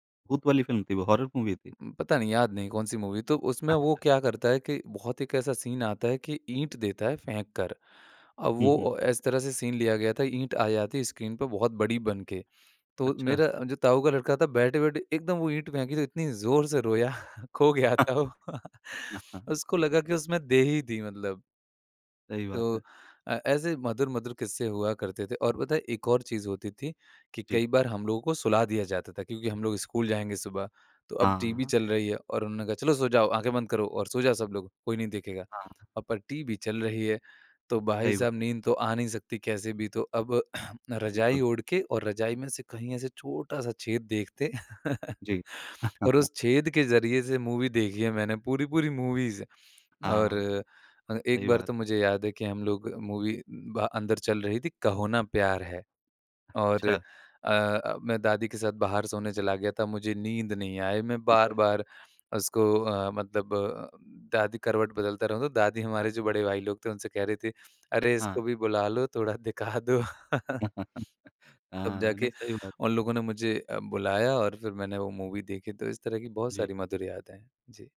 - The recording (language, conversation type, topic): Hindi, podcast, बचपन के कौन से टीवी कार्यक्रम आपको सबसे ज़्यादा याद आते हैं?
- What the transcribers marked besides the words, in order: in English: "हॉरर मूवी"; other background noise; in English: "मूवी"; in English: "सीन"; in English: "सीन"; chuckle; laughing while speaking: "खो गया था वो"; throat clearing; chuckle; in English: "मूवी"; in English: "मूवीज़"; in English: "मूवी"; chuckle; laughing while speaking: "दिखा दो"; laugh; in English: "मूवी"